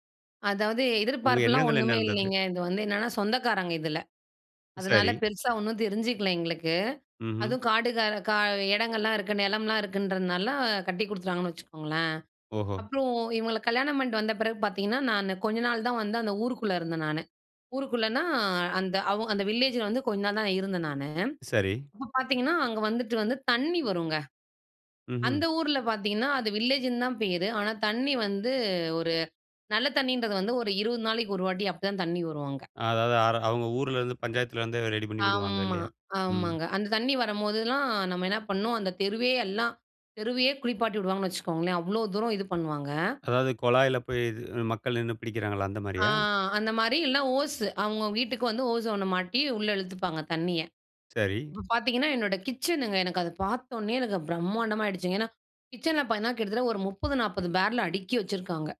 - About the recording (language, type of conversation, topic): Tamil, podcast, புது சூழலை ஏற்றுக்கொள்ள உங்கள் குடும்பம் எப்படி உதவியது?
- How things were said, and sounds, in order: other background noise; in English: "வில்லேஜில"; in English: "வில்லேஜுன்னு"